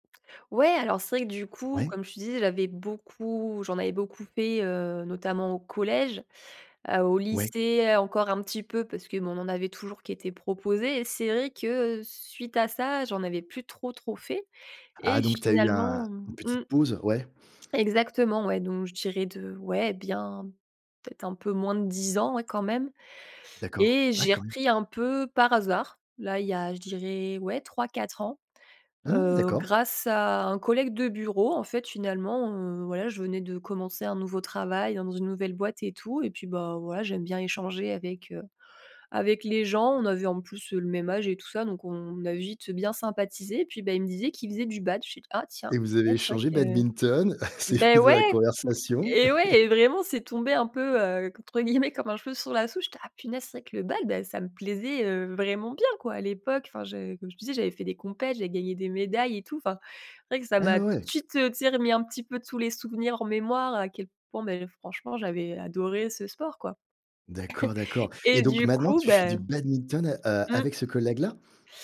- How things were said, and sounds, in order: surprised: "Ah !"; other background noise; laughing while speaking: "venu"; laugh; "compets" said as "compétitions"; chuckle
- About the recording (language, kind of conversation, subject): French, podcast, Peux-tu me parler d’un loisir qui te passionne et m’expliquer comment tu as commencé ?